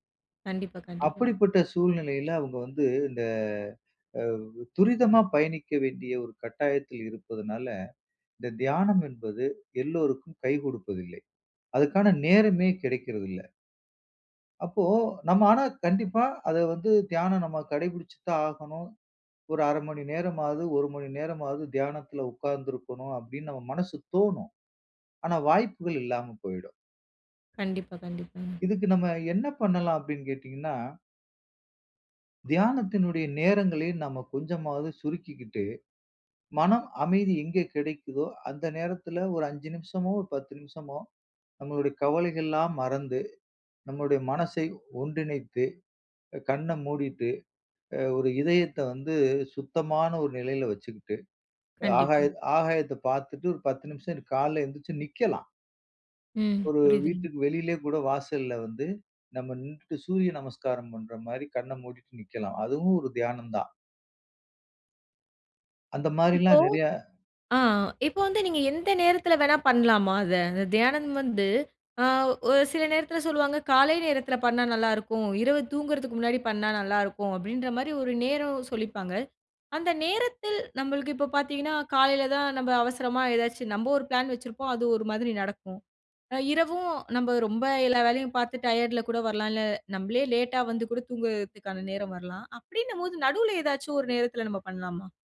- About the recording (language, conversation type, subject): Tamil, podcast, நேரம் இல்லாத நாளில் எப்படி தியானம் செய்யலாம்?
- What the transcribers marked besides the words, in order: other background noise; in English: "பிளான்"; in English: "டயர்டுல"